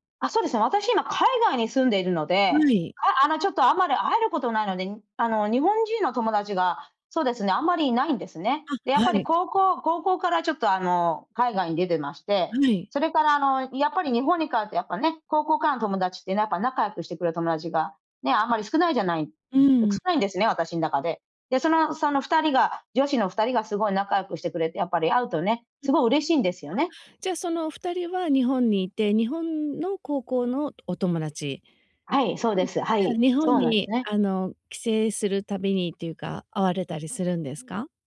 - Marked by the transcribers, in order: none
- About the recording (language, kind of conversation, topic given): Japanese, advice, 本音を言えずに我慢してしまう友人関係のすれ違いを、どうすれば解消できますか？